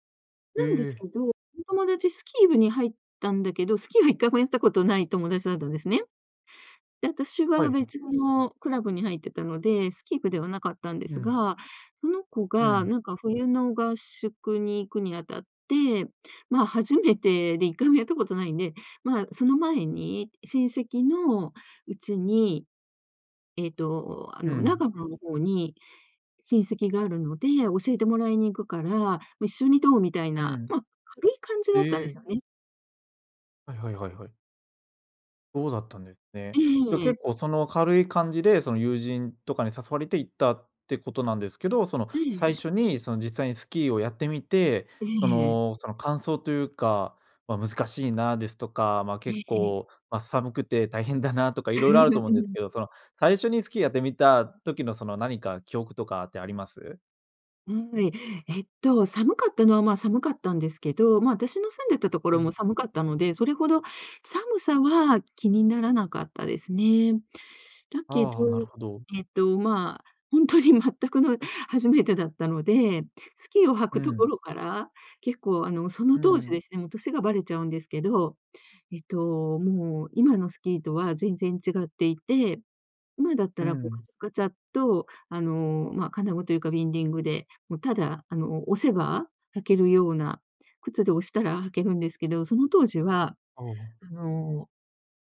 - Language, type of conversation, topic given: Japanese, podcast, その趣味を始めたきっかけは何ですか？
- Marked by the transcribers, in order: unintelligible speech; other background noise; chuckle; laughing while speaking: "ほんとに全くの初めてだったので"